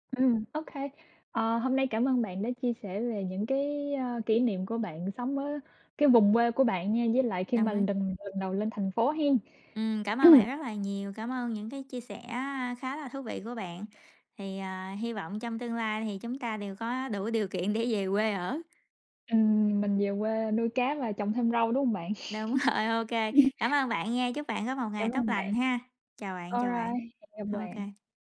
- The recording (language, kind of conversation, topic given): Vietnamese, unstructured, Bạn thích sống ở thành phố lớn hay ở thị trấn nhỏ hơn?
- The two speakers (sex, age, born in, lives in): female, 25-29, Vietnam, United States; female, 30-34, Vietnam, United States
- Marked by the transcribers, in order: tapping; other background noise; throat clearing; laughing while speaking: "rồi"; laugh; in English: "Alright"